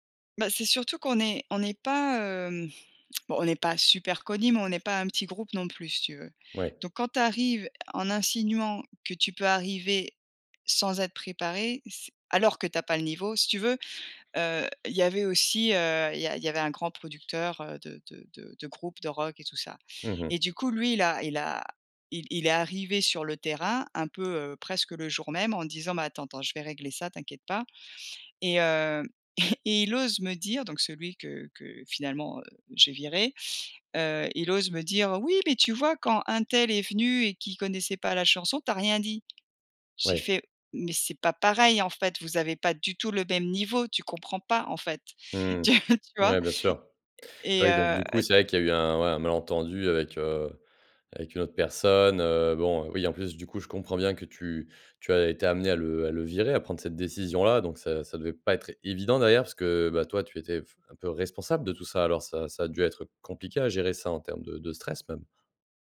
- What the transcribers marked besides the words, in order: tongue click; chuckle; laughing while speaking: "Tu"
- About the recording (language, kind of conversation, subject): French, advice, Comment puis-je mieux poser des limites avec mes collègues ou mon responsable ?